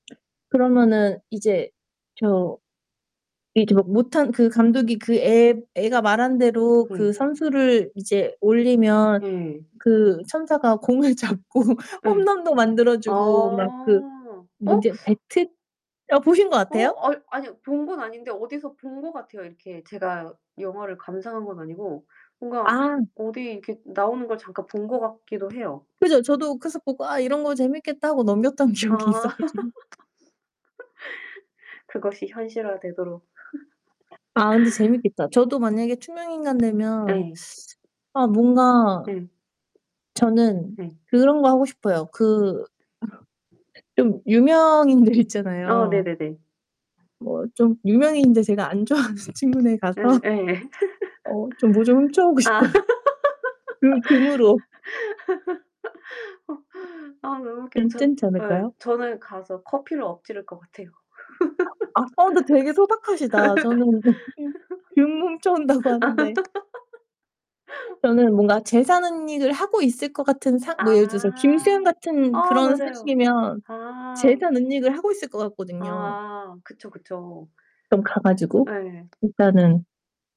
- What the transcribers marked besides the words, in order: tapping; other background noise; laughing while speaking: "공을 잡고"; laughing while speaking: "넘겼던 기억이 있어 가지고"; laugh; laugh; laugh; laughing while speaking: "유명인들"; laughing while speaking: "좋아하는 친구네 가서"; laugh; laughing while speaking: "싶어요"; laughing while speaking: "어 어"; laugh; laughing while speaking: "금 훔쳐 온다고 하는데"; laugh; distorted speech
- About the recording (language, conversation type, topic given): Korean, unstructured, 만약 우리가 투명 인간이 된다면 어떤 장난을 치고 싶으신가요?
- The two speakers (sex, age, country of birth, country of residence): female, 35-39, South Korea, South Korea; female, 40-44, South Korea, United States